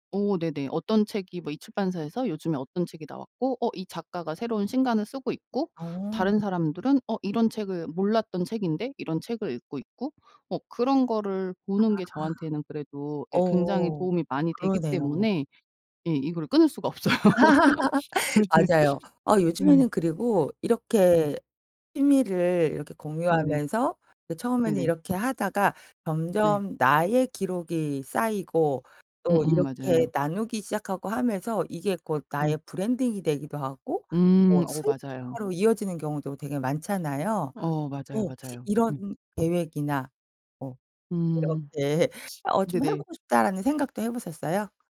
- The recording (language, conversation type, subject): Korean, podcast, 취미를 SNS에 공유하는 이유가 뭐야?
- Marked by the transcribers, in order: laugh; laughing while speaking: "없어요"; laugh; tapping; other background noise